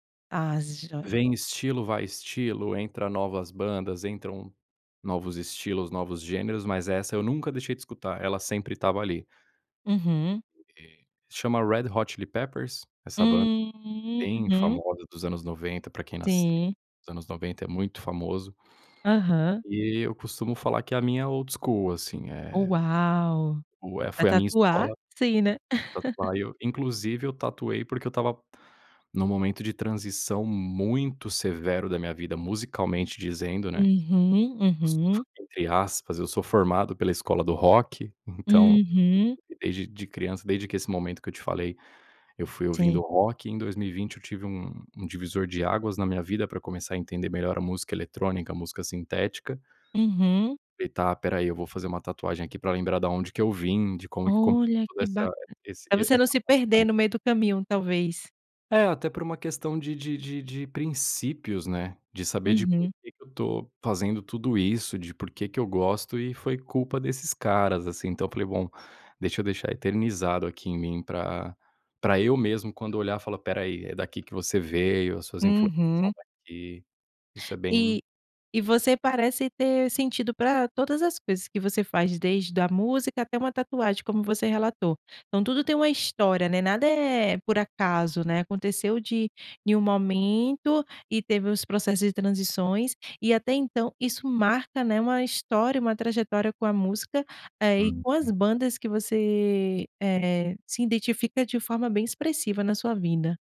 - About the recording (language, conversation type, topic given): Portuguese, podcast, Que banda ou estilo musical marcou a sua infância?
- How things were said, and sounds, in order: tapping; in English: "old school"; unintelligible speech; giggle; unintelligible speech